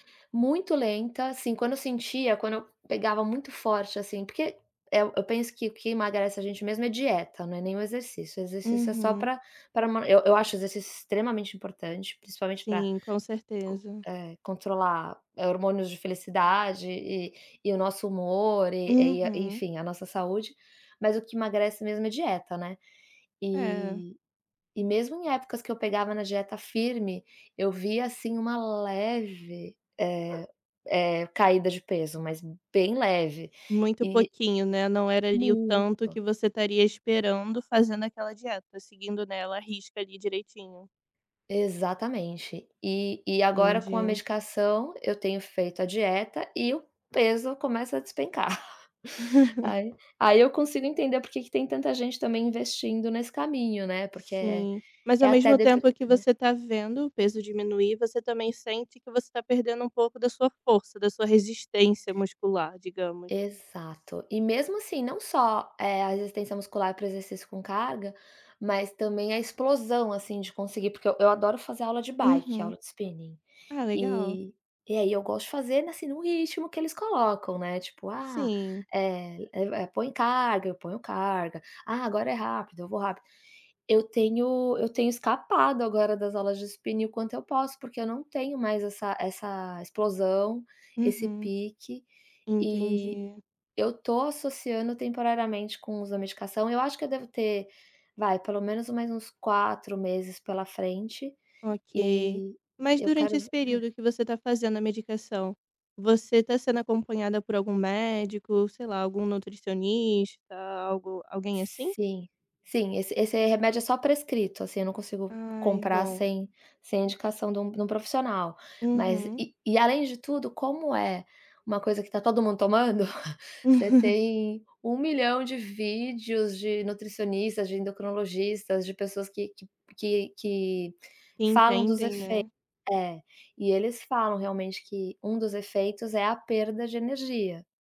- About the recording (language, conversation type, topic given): Portuguese, advice, Como você tem se adaptado às mudanças na sua saúde ou no seu corpo?
- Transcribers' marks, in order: dog barking; chuckle; laugh; chuckle